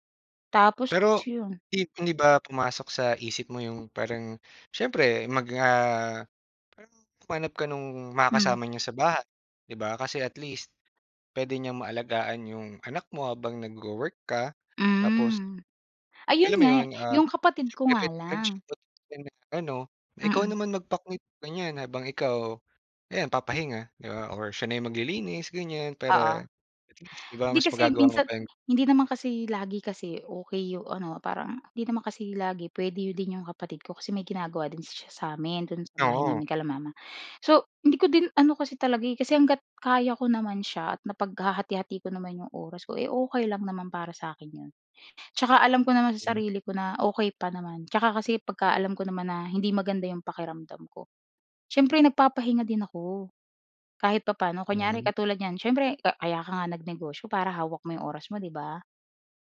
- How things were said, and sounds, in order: tapping; unintelligible speech; unintelligible speech; other background noise
- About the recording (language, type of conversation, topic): Filipino, podcast, Ano ang ginagawa mo para alagaan ang sarili mo kapag sobrang abala ka?